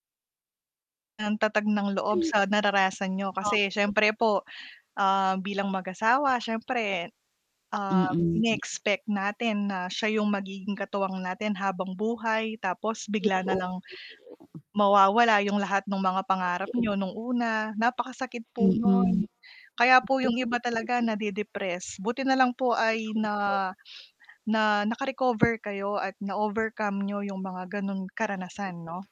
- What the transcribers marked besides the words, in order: static; other background noise; tongue click; mechanical hum; unintelligible speech; distorted speech; sniff; tapping; tongue click
- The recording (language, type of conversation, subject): Filipino, unstructured, Ano ang unang alaala mo na gusto mong balikan, pero ayaw mo nang maranasan muli?
- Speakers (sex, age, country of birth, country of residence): female, 30-34, Philippines, Philippines; female, 45-49, Philippines, Philippines